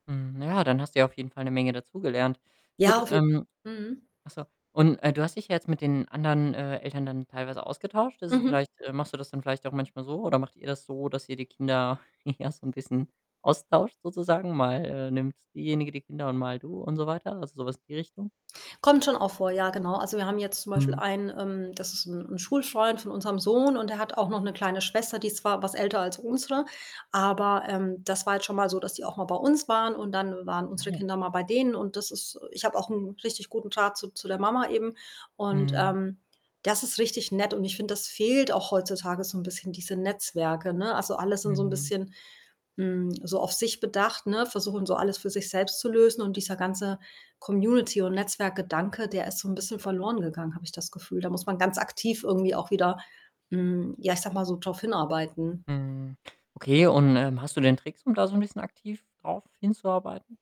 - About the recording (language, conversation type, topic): German, podcast, Wie gehst du als Elternteil mit Erschöpfung um?
- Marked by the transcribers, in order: other background noise; distorted speech; chuckle; laughing while speaking: "ja"; static